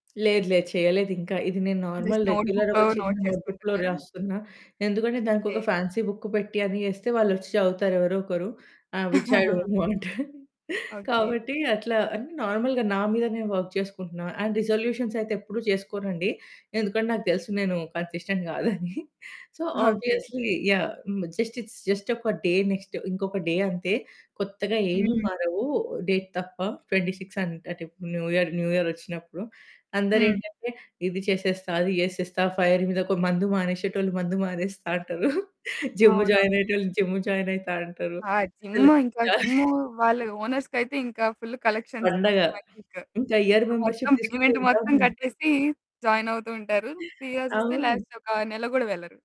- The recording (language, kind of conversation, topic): Telugu, podcast, పని చేయడానికి, విశ్రాంతి తీసుకోవడానికి మీ గదిలోని ప్రదేశాన్ని ఎలా విడదీసుకుంటారు?
- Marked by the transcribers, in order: in English: "జస్ట్ నోట్‌బుక్‌లో నోట్"; in English: "నార్మల్ రెగ్యులర్"; in English: "నోట్‌బుక్‌లో"; in English: "ఫాన్సీ"; chuckle; in English: "విచ్ ఐ డోంట్ వాంట్"; chuckle; in English: "నార్మల్‌గా"; in English: "వర్క్"; in English: "అండ్ రిజల్యూషన్స్"; in English: "కన్సిస్టెంట్"; chuckle; in English: "సో ఆబ్వియస్‌లీ"; in English: "జస్ట్ ఇట్స్ జస్ట్"; in English: "డే"; in English: "డే"; in English: "డేట్"; in English: "ట్వెంటీ సిక్స్"; in English: "న్యూ ఇయర్ న్యూ ఇయర్"; in English: "ఫైర్"; chuckle; in English: "జాయిన్"; static; in English: "జాయిన్"; giggle; in English: "కలెక్షన్స్ ఫస్ట్ వన్"; in English: "మెంబర్‌షిప్"; in English: "పేమెంట్"; unintelligible speech; in English: "లాస్ట్"